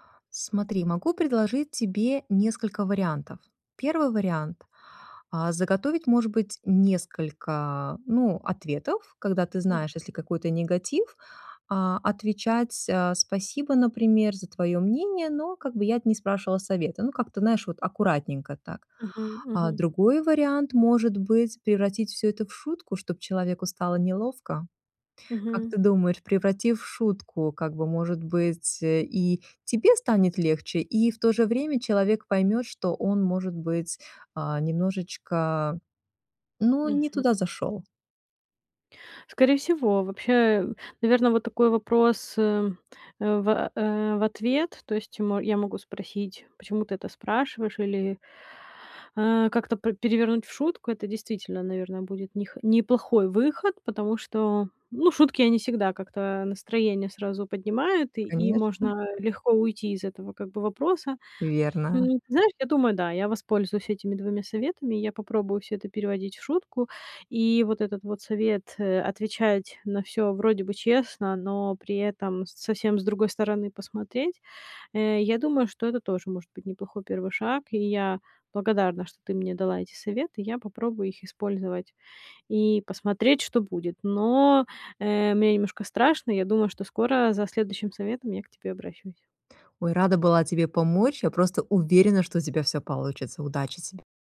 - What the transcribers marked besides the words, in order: none
- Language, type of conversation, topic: Russian, advice, Как справиться со страхом, что другие осудят меня из-за неловкой ошибки?